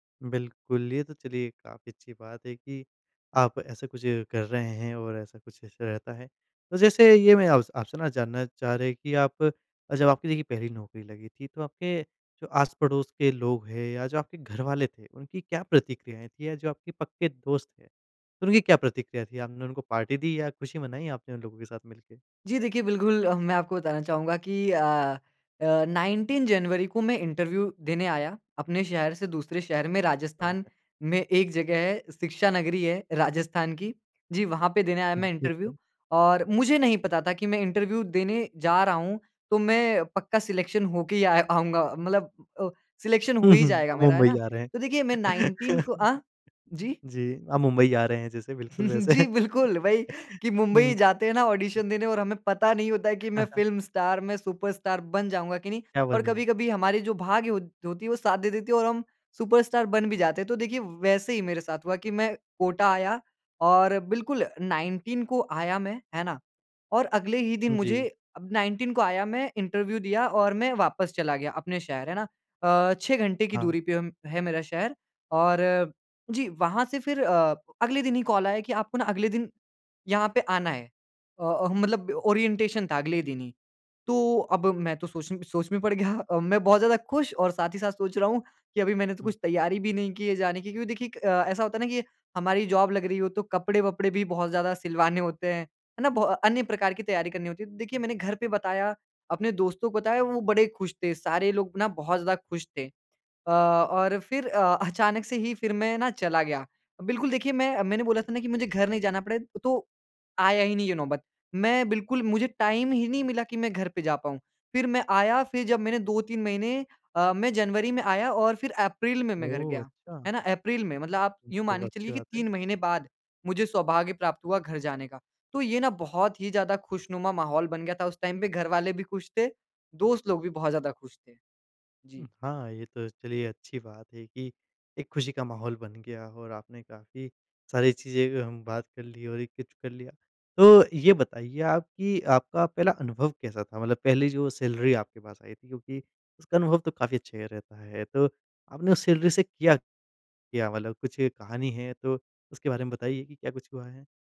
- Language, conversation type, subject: Hindi, podcast, आपको आपकी पहली नौकरी कैसे मिली?
- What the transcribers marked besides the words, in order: in English: "पार्टी"; in English: "नाइनटीन"; in English: "इंटरव्यू"; in English: "इंटरव्यू"; in English: "इंटरव्यू"; in English: "सेलेक्शन"; in English: "सेलेक्शन"; in English: "नाइनटीन"; laugh; chuckle; laughing while speaking: "जी बिल्कुल वही"; laughing while speaking: "वैसे"; laugh; in English: "ऑडिशन"; tapping; chuckle; in English: "नाइनटीन"; in English: "नाइनटीन"; in English: "इंटरव्यू"; in English: "कॉल"; in English: "ओरिएंटेशन"; laughing while speaking: "गया"; in English: "जॉब"; in English: "टाइम"; in English: "टाइम"; in English: "सैलरी"; in English: "सैलरी"